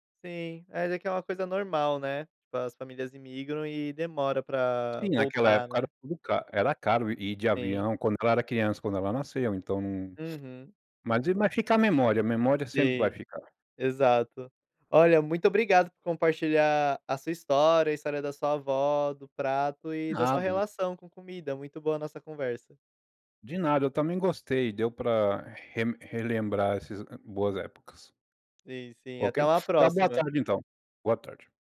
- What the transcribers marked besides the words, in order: other background noise
- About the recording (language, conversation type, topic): Portuguese, podcast, Que prato caseiro mais te representa e por quê?